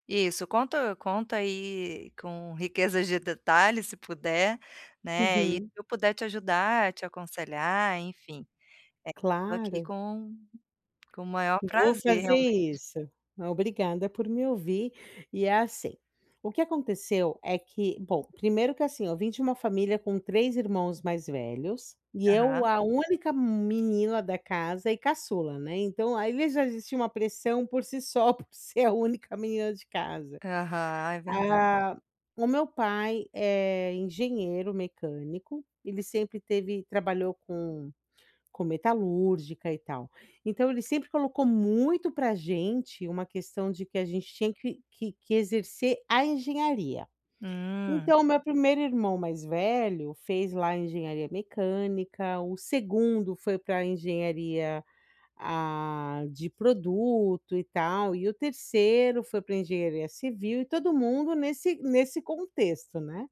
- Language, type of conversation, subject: Portuguese, advice, Como posso equilibrar meus desejos pessoais com a pressão da minha família?
- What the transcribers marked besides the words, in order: tapping; laughing while speaking: "por"